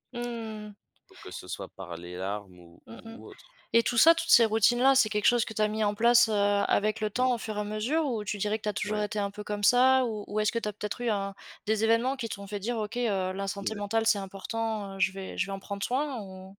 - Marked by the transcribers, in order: none
- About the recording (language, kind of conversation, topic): French, podcast, Comment prends-tu soin de ta santé mentale au quotidien ?